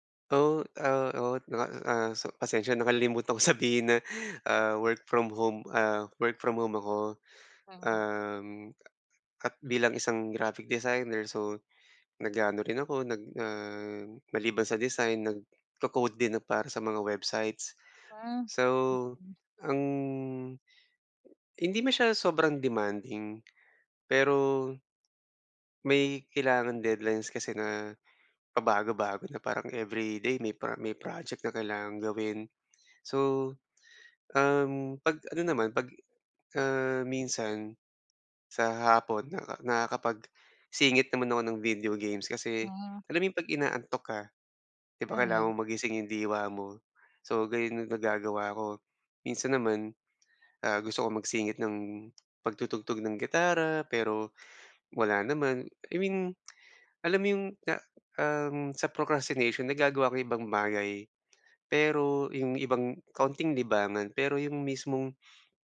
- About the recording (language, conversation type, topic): Filipino, advice, Paano ako makakahanap ng oras para sa mga libangan?
- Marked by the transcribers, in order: laughing while speaking: "sabihin"; tapping; other background noise; tongue click